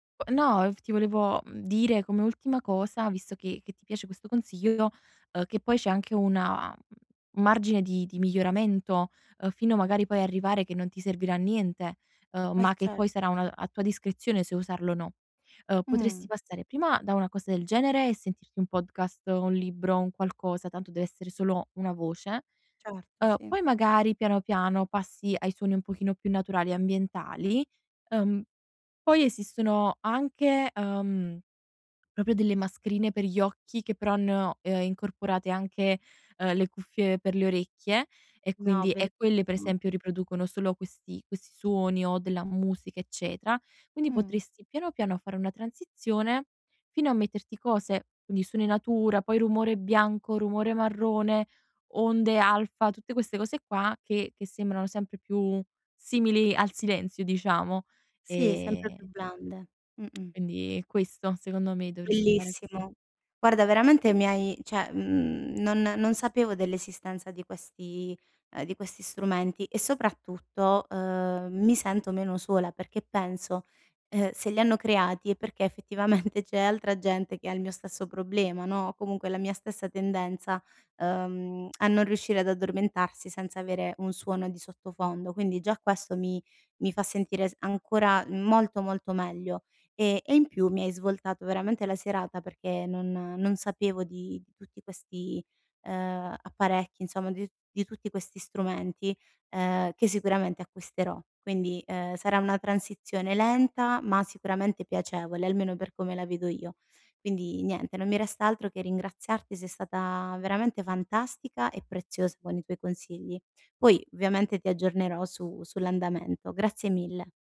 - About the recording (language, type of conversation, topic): Italian, advice, Come posso ridurre il tempo davanti agli schermi prima di andare a dormire?
- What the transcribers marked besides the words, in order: other background noise; tapping; "proprio" said as "propio"; "Bellissimo" said as "Bellimo"; "eccetera" said as "eccetra"; lip smack; "cioè" said as "ceh"; laughing while speaking: "effettivamente"; tongue click; "ovviamente" said as "viamente"